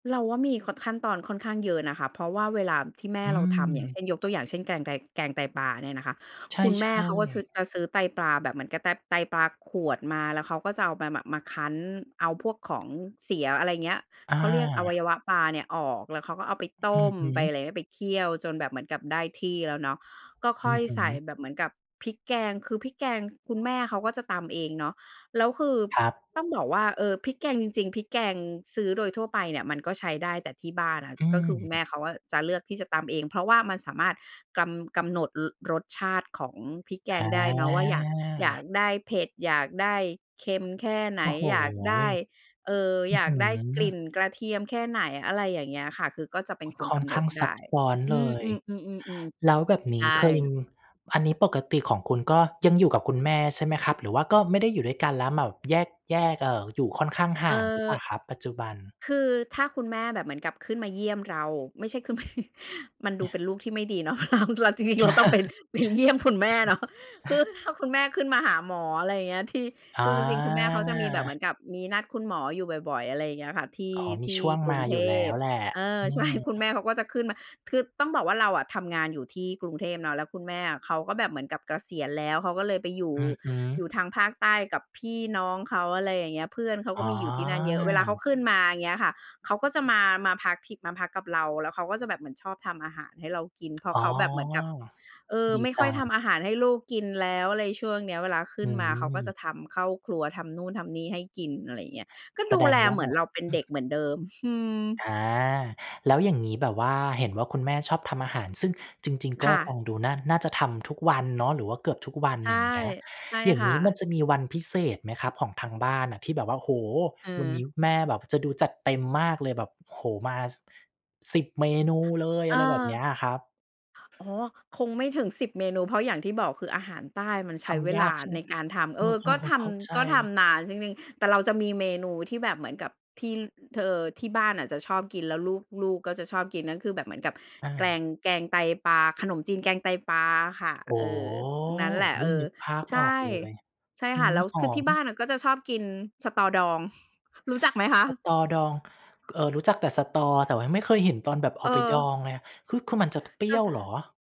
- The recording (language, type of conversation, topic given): Thai, podcast, อาหารจานไหนที่ทำให้คุณคิดถึงบ้านมากที่สุด?
- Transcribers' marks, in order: other background noise; tapping; background speech; drawn out: "อา"; chuckle; laughing while speaking: "เรา เราจริง ๆ เราต้องไป ไปเยี่ยมคุณแม่เนาะ"; chuckle; drawn out: "อา"; laughing while speaking: "ใช่"; drawn out: "อ๋อ"; drawn out: "โอ้โฮ !"; chuckle